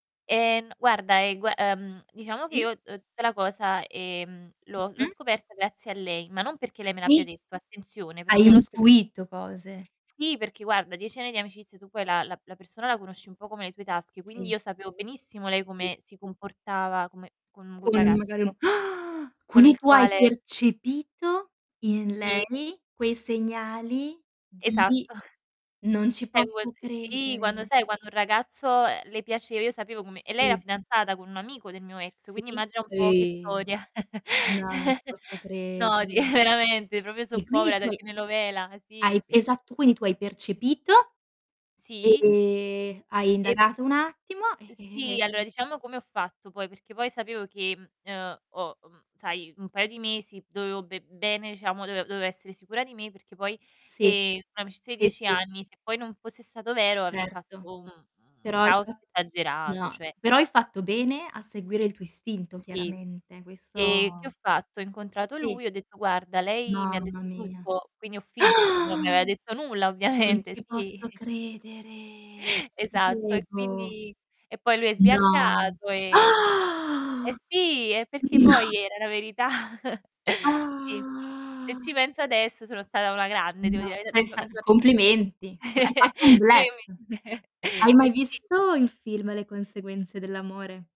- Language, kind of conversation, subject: Italian, unstructured, Come si può perdonare un tradimento in una relazione?
- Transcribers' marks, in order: static; distorted speech; tapping; gasp; laughing while speaking: "Esatto"; unintelligible speech; surprised: "non ci posso credere"; drawn out: "e"; laugh; other background noise; drawn out: "e"; gasp; surprised: "Non ci posso credere. Ti prego"; laughing while speaking: "ovviamente, sì"; drawn out: "credere"; gasp; laughing while speaking: "No"; laughing while speaking: "verità"; chuckle; drawn out: "Ah"; laugh; chuckle